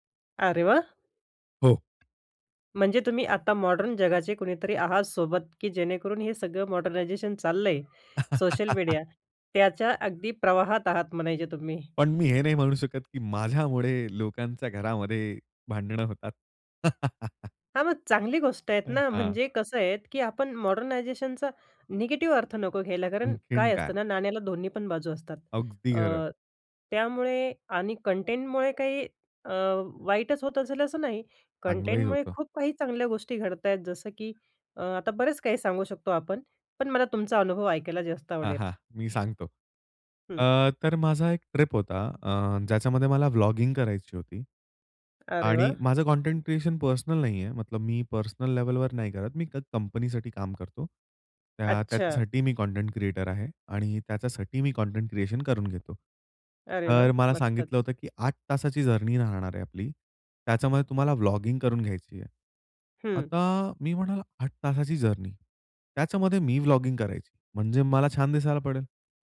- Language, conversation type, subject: Marathi, podcast, आराम अधिक महत्त्वाचा की चांगलं दिसणं अधिक महत्त्वाचं, असं तुम्हाला काय वाटतं?
- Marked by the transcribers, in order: other background noise; in English: "मॉडर्नायझेशन"; laugh; joyful: "पण मी हे नाही म्हणू शकत की माझ्यामुळे लोकांच्या घरामध्ये भांडणं होतात"; laugh; in English: "मॉडर्नायझेशनचा निगेटिव्ह"; in English: "व्लॉगिंग"; in English: "जर्नी"; in English: "व्लॉगिंग"; in English: "जर्नी"; in English: "व्लॉगिंग"